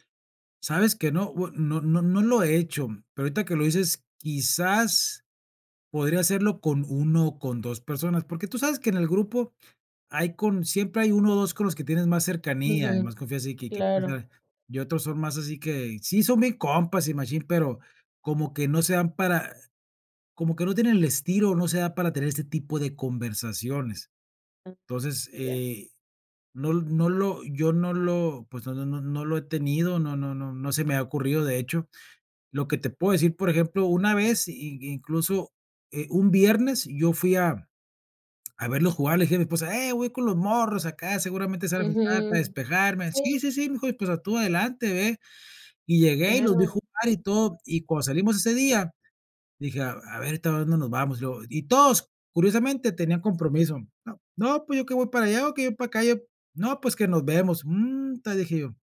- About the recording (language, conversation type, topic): Spanish, advice, ¿Cómo puedo describir lo que siento cuando me excluyen en reuniones con mis amigos?
- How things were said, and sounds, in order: other background noise